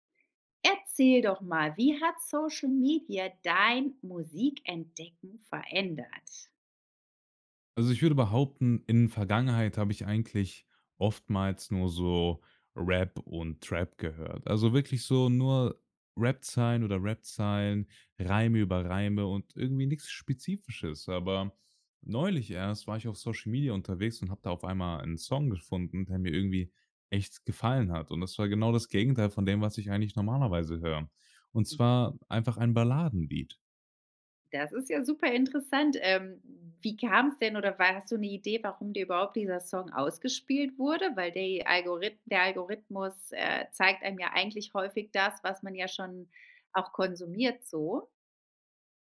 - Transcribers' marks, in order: none
- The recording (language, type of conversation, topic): German, podcast, Wie haben soziale Medien die Art verändert, wie du neue Musik entdeckst?